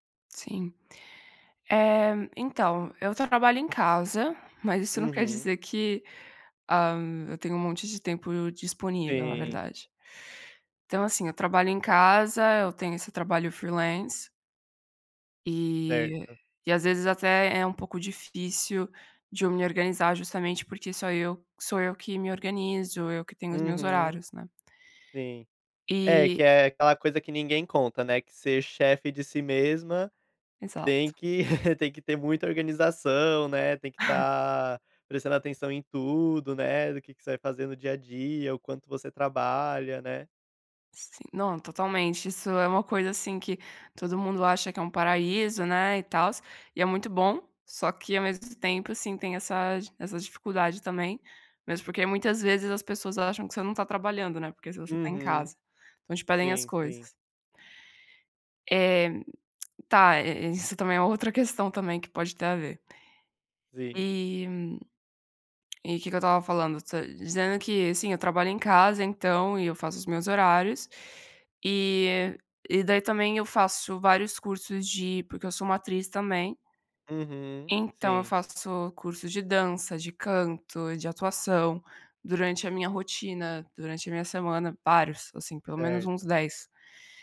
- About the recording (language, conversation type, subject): Portuguese, advice, Como posso manter uma vida social ativa sem sacrificar o meu tempo pessoal?
- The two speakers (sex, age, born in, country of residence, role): female, 20-24, Italy, Italy, user; male, 25-29, Brazil, Portugal, advisor
- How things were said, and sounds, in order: other background noise; chuckle; tongue click